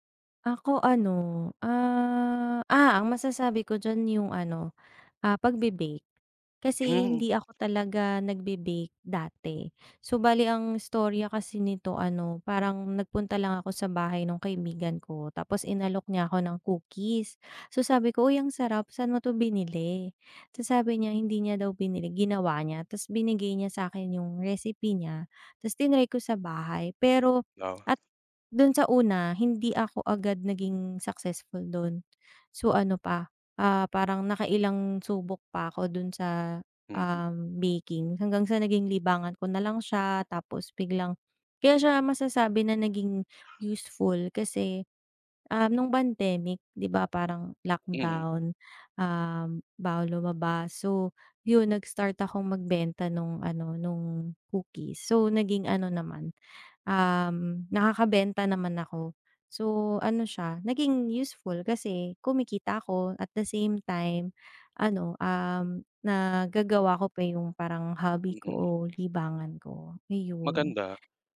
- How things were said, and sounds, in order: drawn out: "ah"
- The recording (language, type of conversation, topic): Filipino, unstructured, Bakit mo gusto ang ginagawa mong libangan?